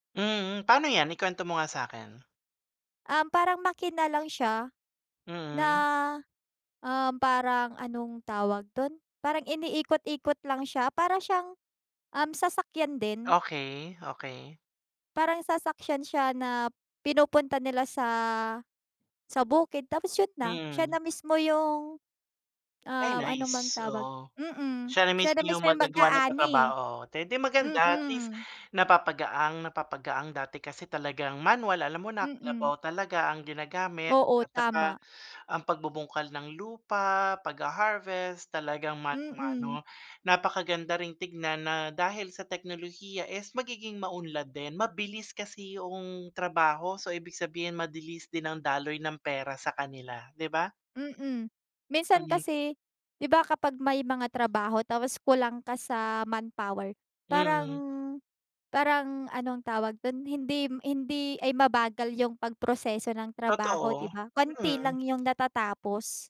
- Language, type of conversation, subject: Filipino, unstructured, Paano nakakaapekto ang teknolohiya sa iyong trabaho o pag-aaral?
- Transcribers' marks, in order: other background noise; "sasakyan" said as "sasaksyan"; "mabilis" said as "madilis"; tapping